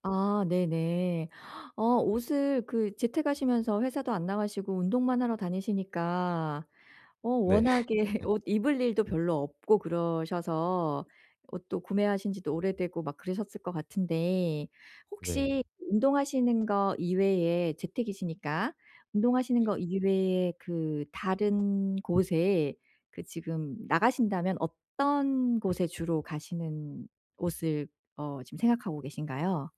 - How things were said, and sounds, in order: other background noise; laugh; tapping
- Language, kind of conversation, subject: Korean, advice, 어떤 옷차림이 저에게 가장 잘 어울리는지 어떻게 정하면 좋을까요?